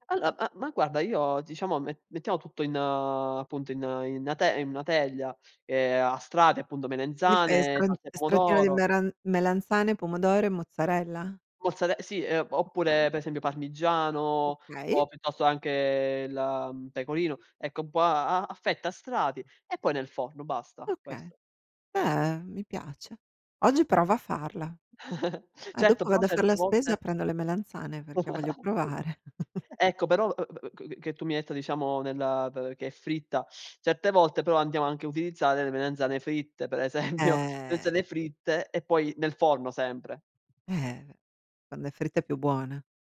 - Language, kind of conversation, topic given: Italian, unstructured, Qual è l’importanza del cibo nella tua cultura?
- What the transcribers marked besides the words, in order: drawn out: "in"; "melanzane" said as "melenzane"; drawn out: "anche"; drawn out: "Beh"; chuckle; chuckle; drawn out: "Eh"; laughing while speaking: "esempio"; other background noise